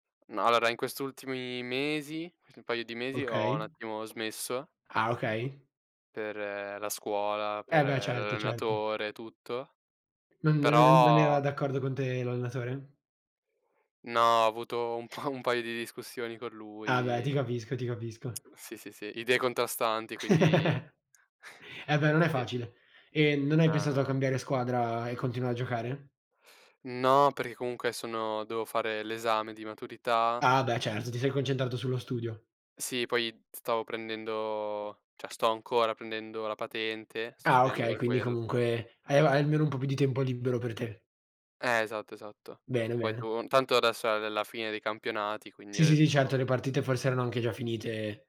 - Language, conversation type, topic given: Italian, unstructured, Quali sport ti piacciono di più e perché?
- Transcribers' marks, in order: other background noise; laughing while speaking: "un po'"; tapping; chuckle; "cioè" said as "ceh"